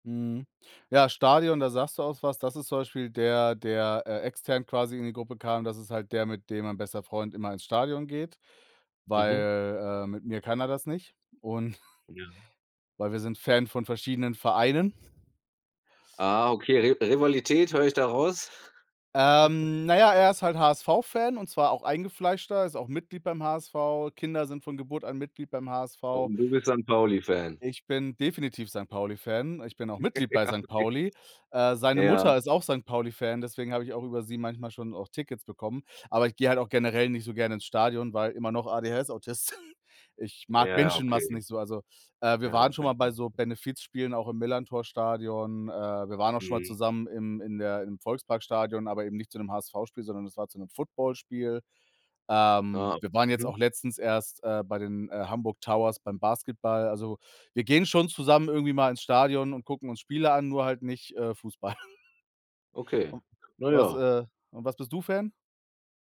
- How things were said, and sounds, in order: snort; chuckle; chuckle; other background noise; snort; unintelligible speech; snort
- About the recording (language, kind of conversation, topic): German, unstructured, Welche Werte sind dir in Freundschaften wichtig?